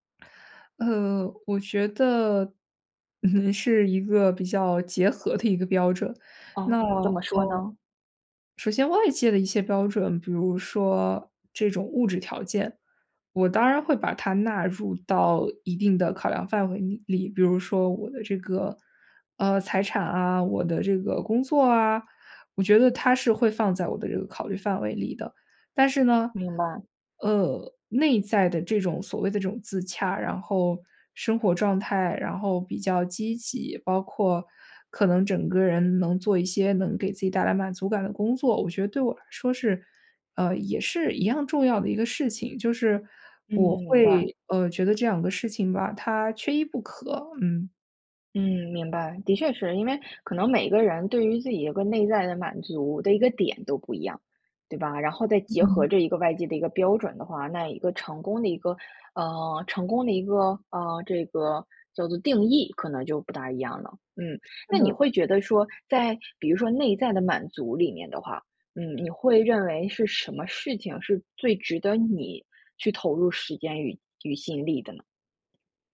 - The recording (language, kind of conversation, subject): Chinese, podcast, 你是如何停止与他人比较的？
- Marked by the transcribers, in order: tapping